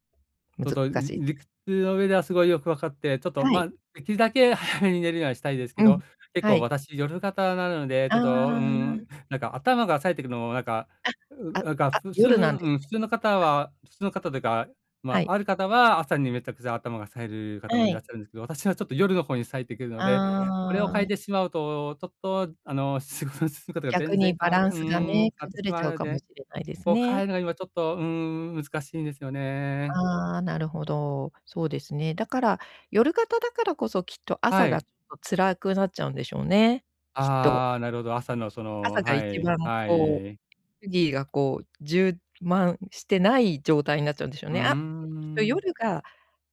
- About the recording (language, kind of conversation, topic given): Japanese, advice, 体力がなくて日常生活がつらいと感じるのはなぜですか？
- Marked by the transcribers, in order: other background noise; other noise